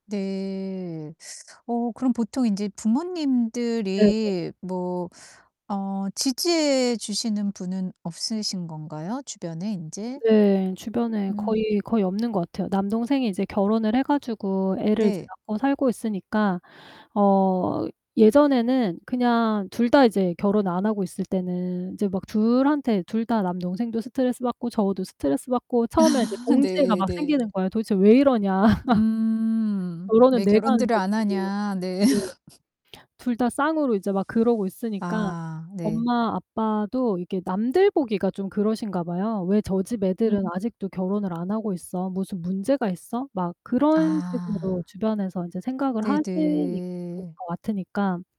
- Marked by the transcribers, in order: distorted speech; other background noise; laughing while speaking: "아"; tapping; laugh; laughing while speaking: "네"; laugh; static
- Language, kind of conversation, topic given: Korean, advice, 가족이나 친척이 결혼이나 연애를 계속 압박할 때 어떻게 대응하면 좋을까요?